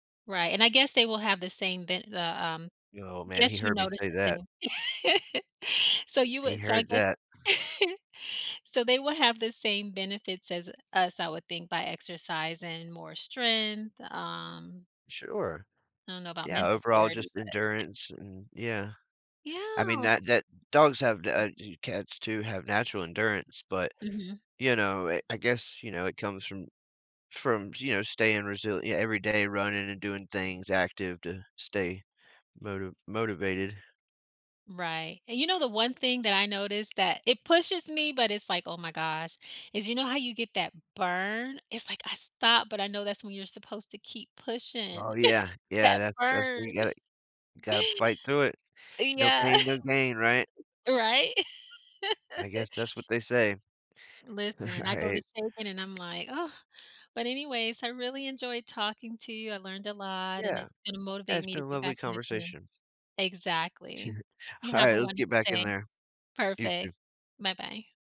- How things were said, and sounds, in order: laugh; chuckle; other background noise; chuckle; chuckle; laughing while speaking: "Right"; tapping; chuckle
- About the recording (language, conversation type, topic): English, unstructured, What benefits have you experienced from regular exercise?
- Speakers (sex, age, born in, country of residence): female, 45-49, United States, United States; male, 35-39, United States, United States